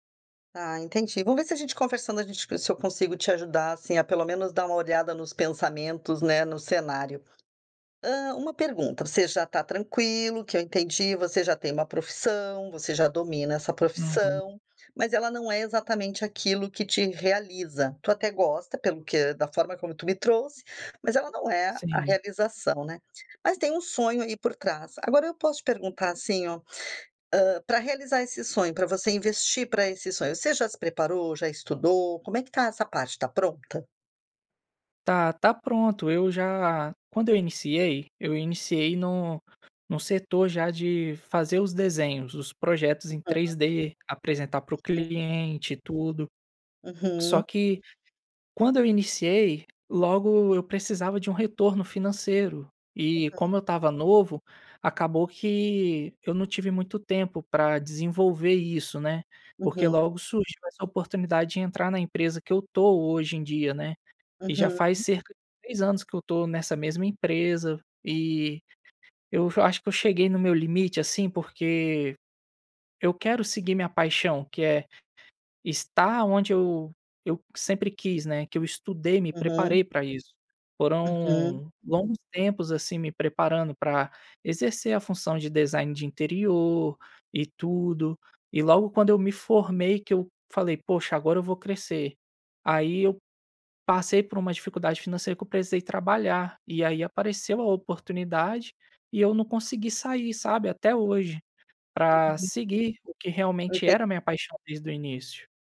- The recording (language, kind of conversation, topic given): Portuguese, advice, Como decidir entre seguir uma carreira segura e perseguir uma paixão mais arriscada?
- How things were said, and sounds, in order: other background noise; tapping; unintelligible speech; unintelligible speech; unintelligible speech